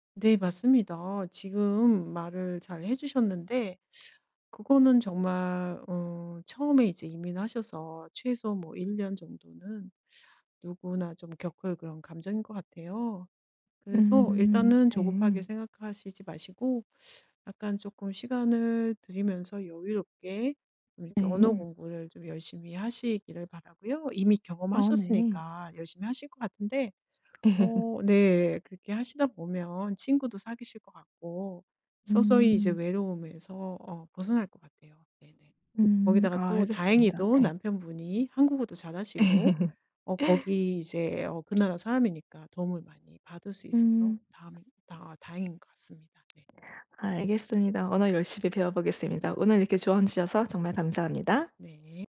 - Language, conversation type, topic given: Korean, advice, 새 도시에서 외로움을 느끼고 친구를 사귀기 어려울 때 어떻게 하면 좋을까요?
- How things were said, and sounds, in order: other background noise; tapping; laugh; laugh